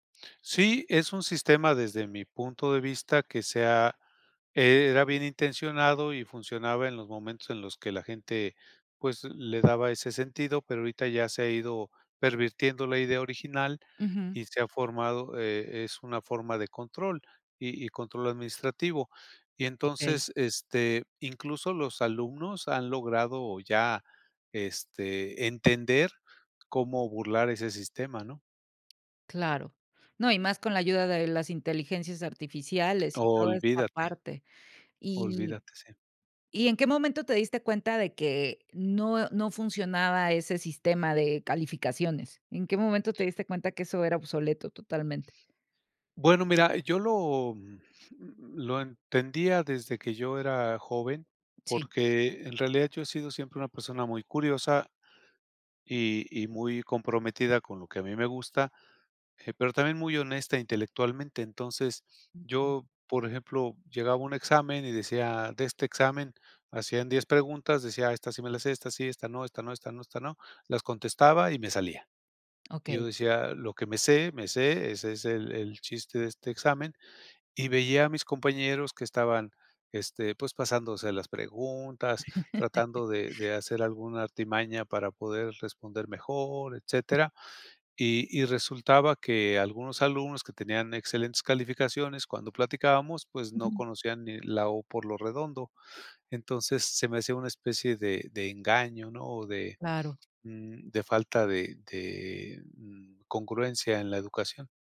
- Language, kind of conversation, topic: Spanish, podcast, ¿Qué mito sobre la educación dejaste atrás y cómo sucedió?
- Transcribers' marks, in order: tapping; chuckle